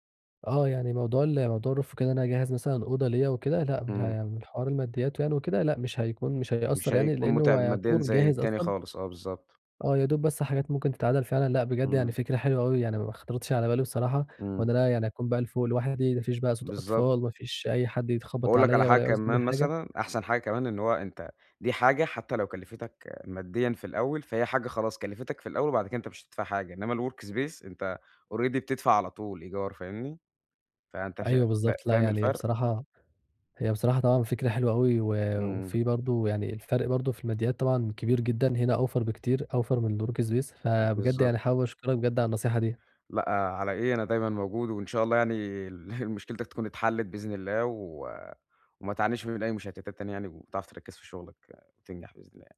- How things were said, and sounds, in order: in English: "الroof"; unintelligible speech; other background noise; in English: "الwork space"; in English: "already"; in English: "works pace"; chuckle
- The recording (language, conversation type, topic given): Arabic, advice, إزاي أجهّز مساحة شغلي عشان تبقى خالية من المشتتات؟